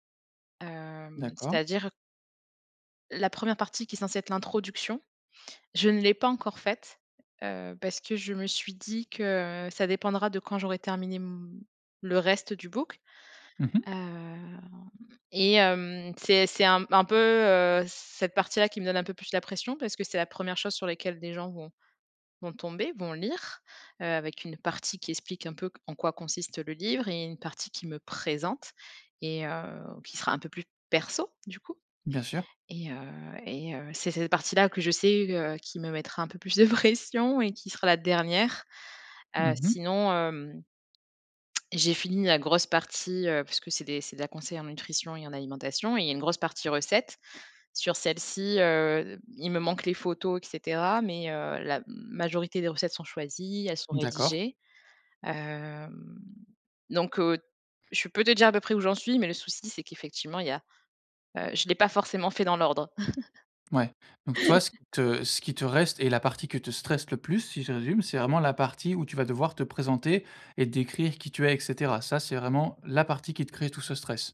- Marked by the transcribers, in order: drawn out: "Hem"; stressed: "présente"; stressed: "perso"; other background noise; laughing while speaking: "plus de pression"; drawn out: "Hem"; laugh
- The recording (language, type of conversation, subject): French, advice, Comment surmonter un blocage d’écriture à l’approche d’une échéance ?